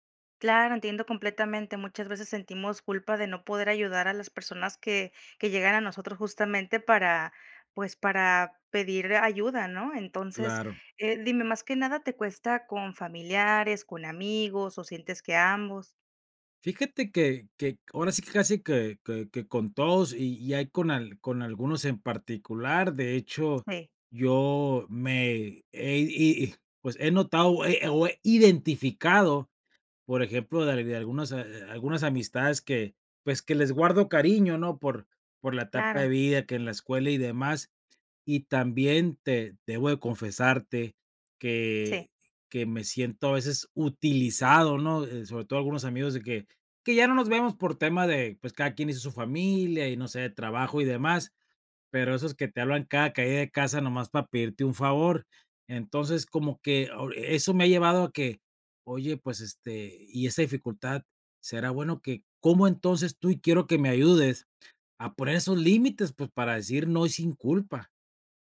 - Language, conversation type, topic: Spanish, advice, ¿En qué situaciones te cuesta decir "no" y poner límites personales?
- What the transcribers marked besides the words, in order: none